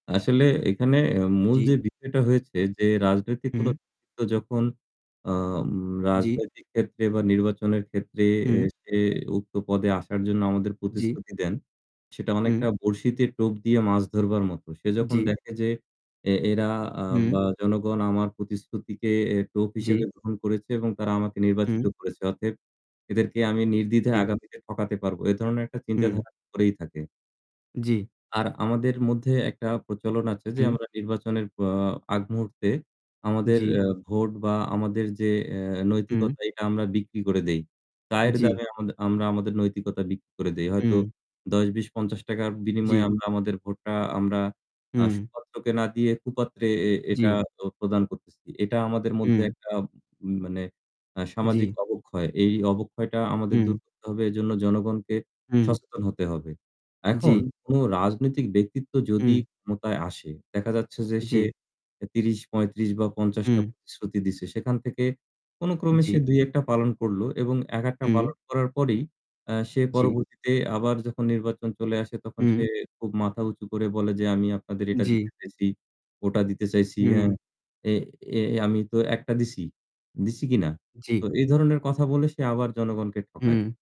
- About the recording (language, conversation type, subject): Bengali, unstructured, আপনি কি মনে করেন রাজনৈতিক প্রতিশ্রুতিগুলো সত্যিই পালন করা হয়?
- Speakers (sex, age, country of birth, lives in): male, 25-29, Bangladesh, Bangladesh; male, 40-44, Bangladesh, Bangladesh
- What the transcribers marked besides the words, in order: static; distorted speech; unintelligible speech; "অতএব" said as "অথেব"; other background noise